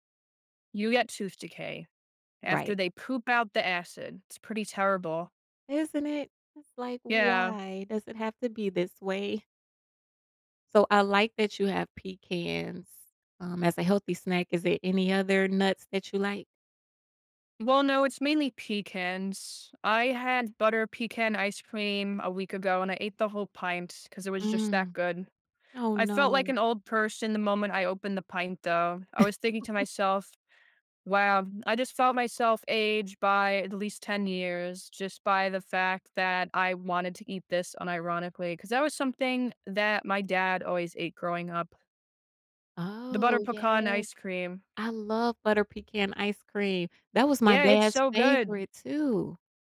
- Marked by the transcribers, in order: chuckle
- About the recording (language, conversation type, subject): English, unstructured, How do I balance tasty food and health, which small trade-offs matter?